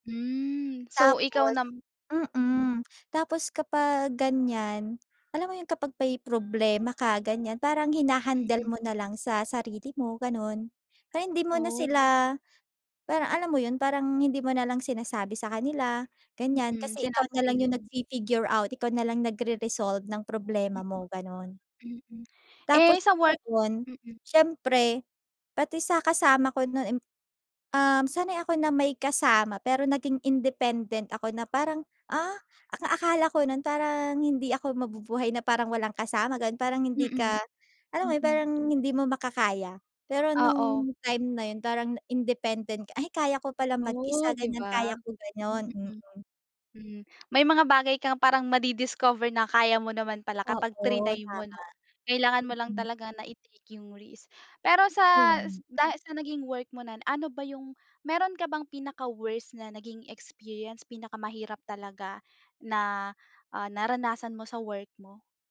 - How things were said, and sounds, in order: gasp; tapping; gasp; gasp; gasp
- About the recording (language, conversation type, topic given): Filipino, podcast, Ano ang pinakamalaking hamon na naranasan mo sa trabaho?